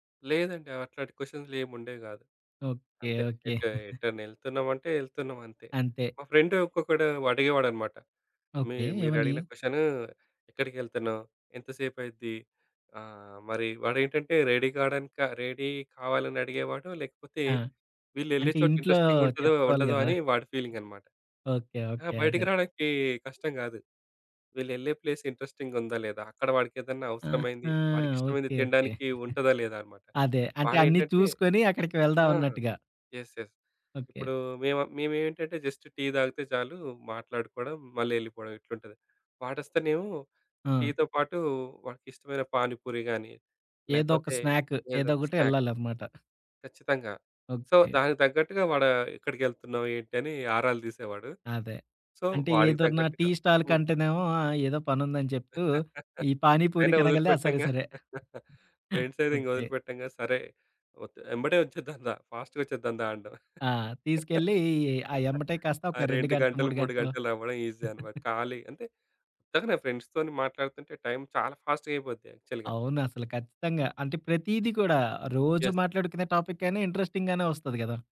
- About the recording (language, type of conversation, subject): Telugu, podcast, రేడియో వినడం, స్నేహితులతో పక్కాగా సమయం గడపడం, లేక సామాజిక మాధ్యమాల్లో ఉండడం—మీకేం ఎక్కువగా ఆకర్షిస్తుంది?
- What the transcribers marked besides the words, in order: giggle; in English: "ఫ్రెండ్"; in English: "క్వెషను"; other background noise; in English: "రెడీ"; in English: "రెడీ"; in English: "ఫీలింగ్"; in English: "ప్లేస్ ఇంట్రెస్టింగ్"; giggle; in English: "యెస్. యెస్"; in English: "జస్ట్"; in English: "స్నాక్"; in English: "స్నాక్"; in English: "సో"; in English: "సో"; laugh; giggle; in English: "ఫ్రెండ్స్"; giggle; in English: "ఫాస్ట్‌గా"; laugh; in English: "ఈజీ"; in English: "ఫ్రెండ్స్‌తోని"; chuckle; in English: "ఫాస్ట్‌గా"; in English: "యాక్చువల్‌గా"; in English: "యెస్"; in English: "ఇంట్రెస్టింగ్‌గానే"